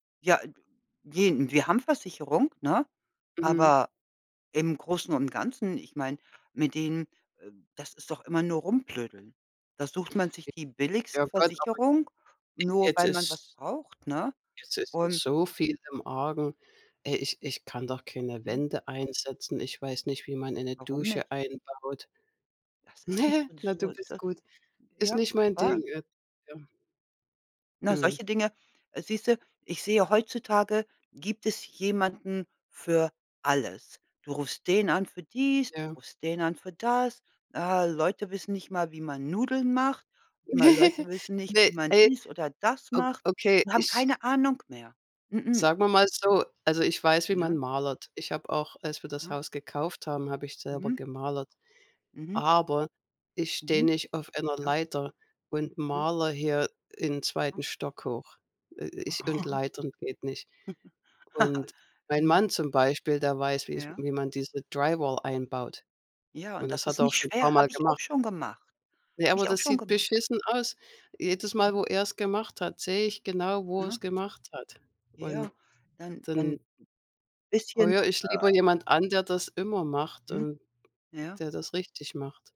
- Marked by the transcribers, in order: unintelligible speech; other background noise; laughing while speaking: "Ne"; unintelligible speech; giggle; chuckle; laugh; in English: "Dry Wall"
- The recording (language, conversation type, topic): German, unstructured, Wie gehst du mit unerwarteten Ausgaben um?